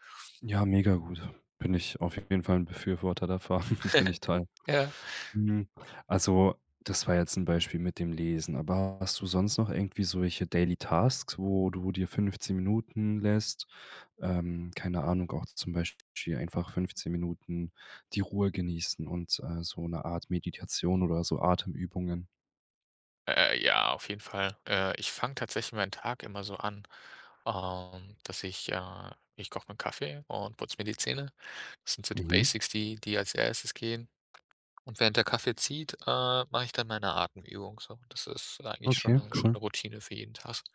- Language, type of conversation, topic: German, podcast, Wie nutzt du 15-Minuten-Zeitfenster sinnvoll?
- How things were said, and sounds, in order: chuckle; in English: "daily tasks"